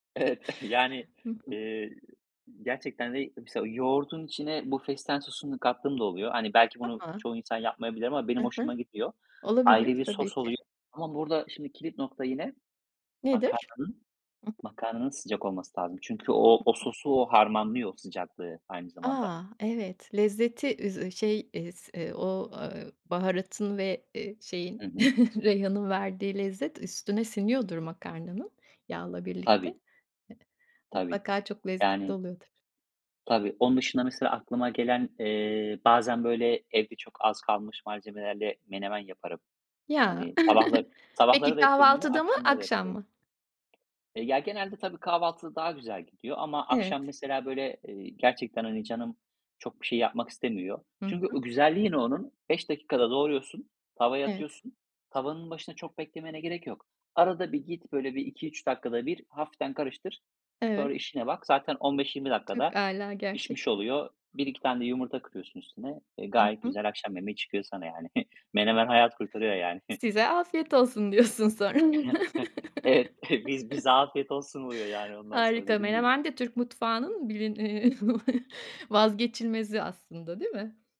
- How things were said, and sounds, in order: laughing while speaking: "Evet, yani"; tapping; unintelligible speech; chuckle; chuckle; chuckle; laugh; chuckle
- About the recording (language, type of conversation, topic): Turkish, podcast, Hızlı ama lezzetli akşam yemeği için hangi fikirlerin var?